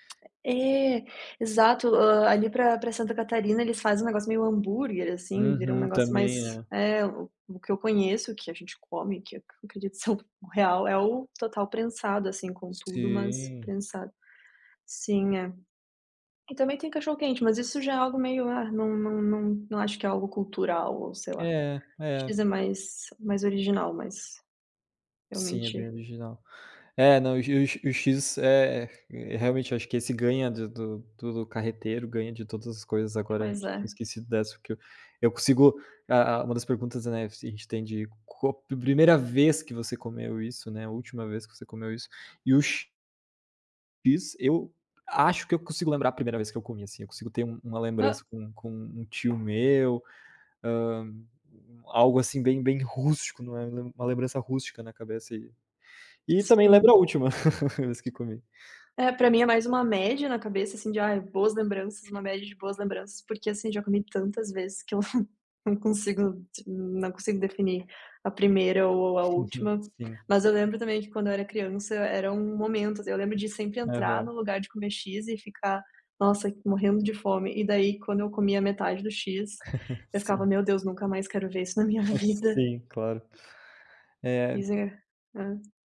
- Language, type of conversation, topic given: Portuguese, unstructured, Qual comida típica da sua cultura traz boas lembranças para você?
- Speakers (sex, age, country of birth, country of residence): female, 25-29, Brazil, Italy; male, 25-29, Brazil, Italy
- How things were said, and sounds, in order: other background noise; tapping; chuckle; chuckle; chuckle; chuckle; laughing while speaking: "minha vida"